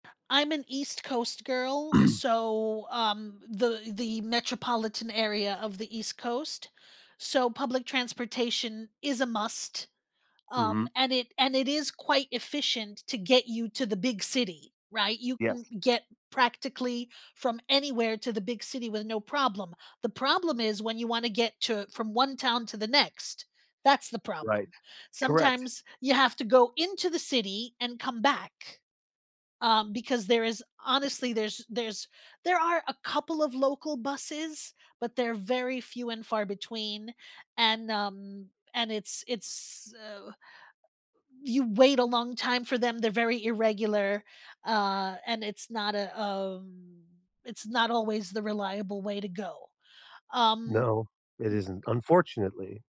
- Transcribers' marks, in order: tapping; other noise
- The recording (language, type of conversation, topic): English, unstructured, What is your favorite eco-friendly way to get around, and who do you like to do it with?